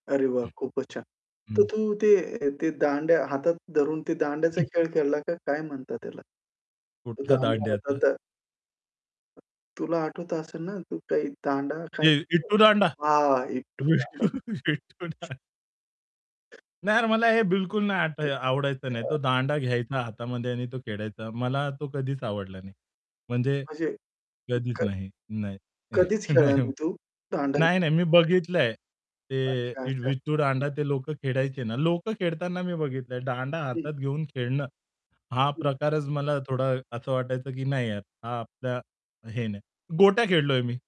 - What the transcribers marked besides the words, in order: static; distorted speech; other background noise; unintelligible speech; laughing while speaking: "विटू विट्टू दांडा"; chuckle; unintelligible speech; chuckle; laughing while speaking: "नाही"
- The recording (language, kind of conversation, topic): Marathi, podcast, लहानपणी तुम्हाला सर्वाधिक प्रभाव पाडणारा खेळ कोणता होता?